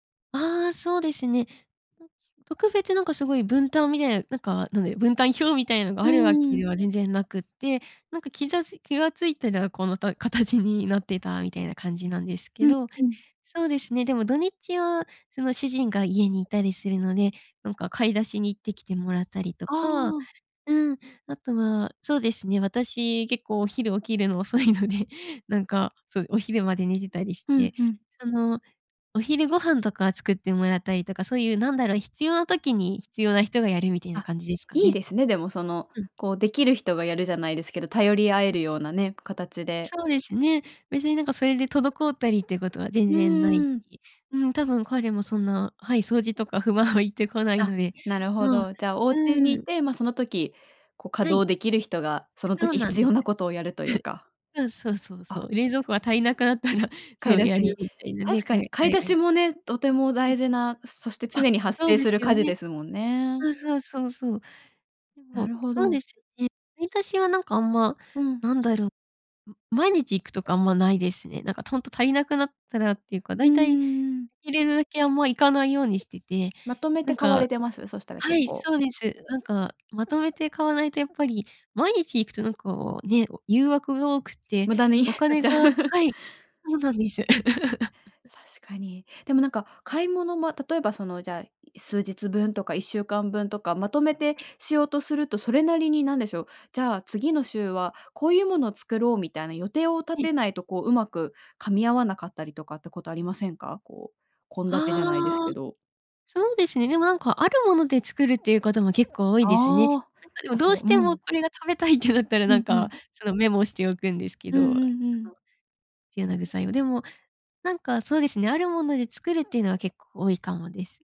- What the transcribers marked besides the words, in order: other noise; laughing while speaking: "遅いので"; chuckle; laughing while speaking: "無駄に買っちゃ"; chuckle; "確かに" said as "さしかに"; unintelligible speech
- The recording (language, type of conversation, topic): Japanese, podcast, 家事のやりくりはどう工夫していますか？